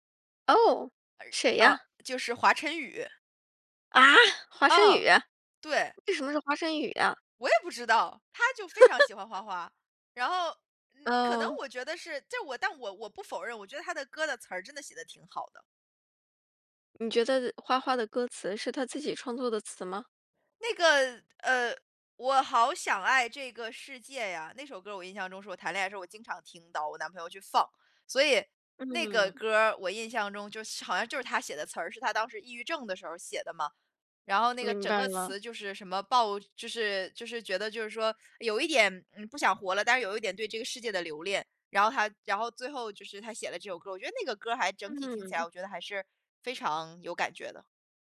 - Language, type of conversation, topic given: Chinese, podcast, 有什么歌会让你想起第一次恋爱？
- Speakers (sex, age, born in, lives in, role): female, 20-24, China, United States, guest; female, 35-39, China, United States, host
- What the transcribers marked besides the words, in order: other noise; surprised: "啊？"; other background noise; chuckle